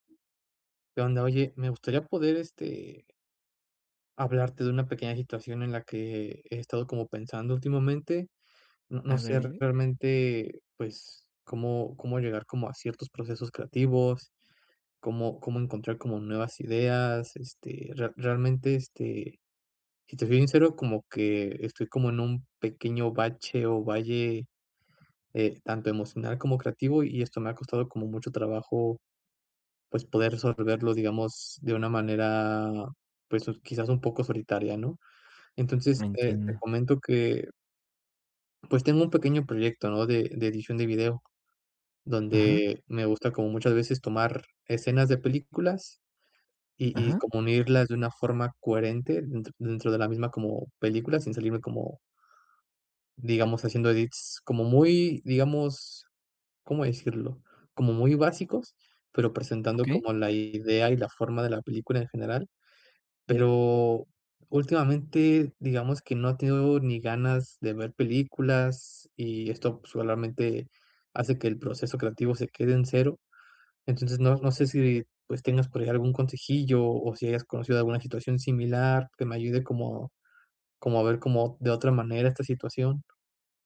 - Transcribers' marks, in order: in English: "edits"; tapping
- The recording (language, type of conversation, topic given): Spanish, advice, ¿Qué puedo hacer si no encuentro inspiración ni ideas nuevas?